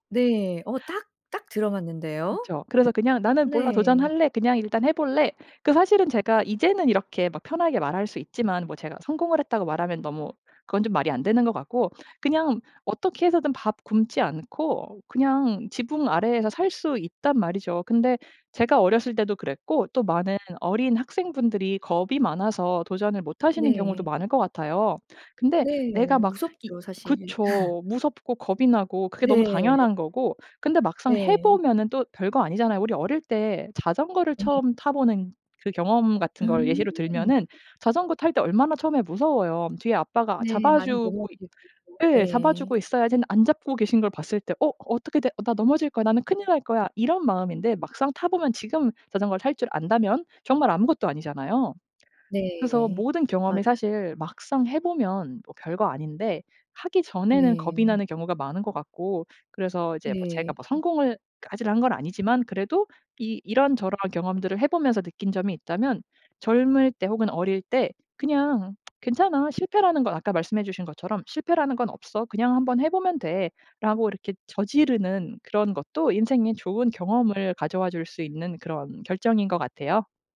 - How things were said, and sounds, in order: other background noise; laugh; tsk
- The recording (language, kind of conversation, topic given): Korean, podcast, 한 번의 용기가 중요한 변화를 만든 적이 있나요?